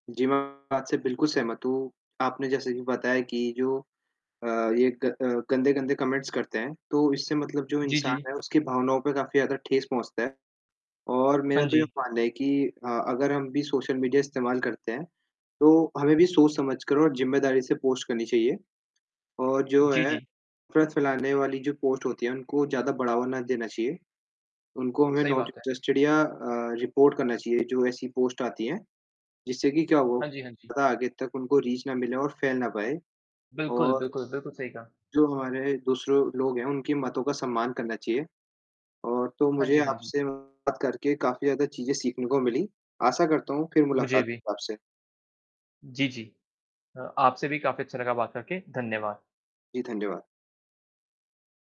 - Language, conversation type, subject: Hindi, unstructured, क्या सामाजिक माध्यमों पर नफरत फैलाने की प्रवृत्ति बढ़ रही है?
- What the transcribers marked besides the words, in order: distorted speech; in English: "कमेंट्स"; in English: "सोशल मीडिया"; in English: "पोस्ट"; in English: "पोस्ट"; in English: "नॉट इंटरेस्टेड"; in English: "रिपोर्ट"; in English: "पोस्ट"; in English: "रीच"; other background noise; "बातों" said as "मातों"